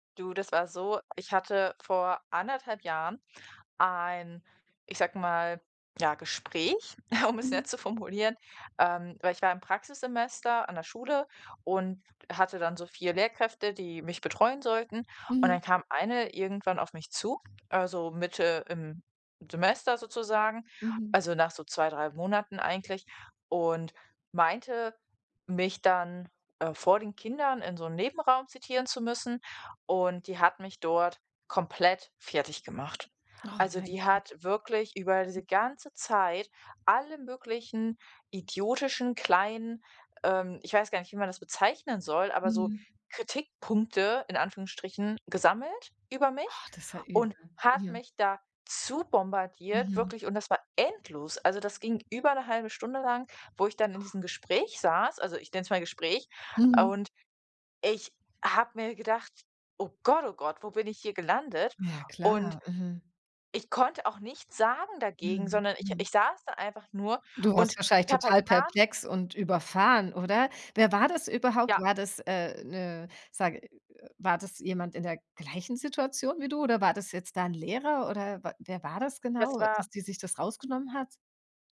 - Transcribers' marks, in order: other background noise; laughing while speaking: "um es nett zu formulieren"; unintelligible speech; other noise
- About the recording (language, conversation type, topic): German, advice, Warum fühle ich mich bei Kritik sofort angegriffen und reagiere heftig?